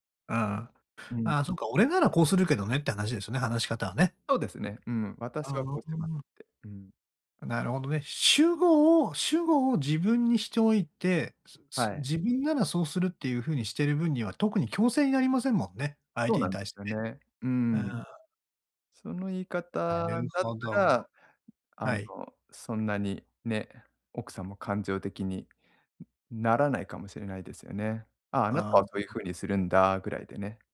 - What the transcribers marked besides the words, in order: tapping
- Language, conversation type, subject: Japanese, advice, 相手を尊重しながら自分の意見を上手に伝えるにはどうすればよいですか？